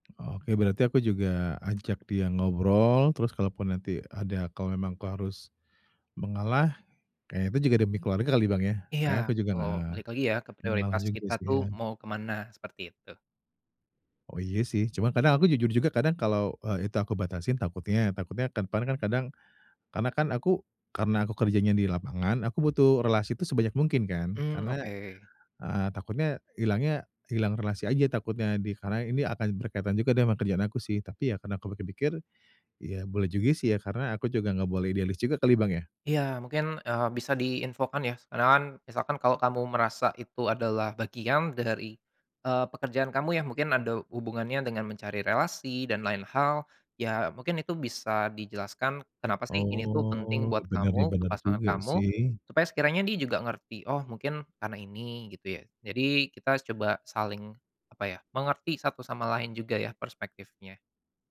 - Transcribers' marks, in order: drawn out: "Oh"
- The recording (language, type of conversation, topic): Indonesian, advice, Bagaimana cara menetapkan batasan dengan teman tanpa merusak hubungan yang sudah dekat?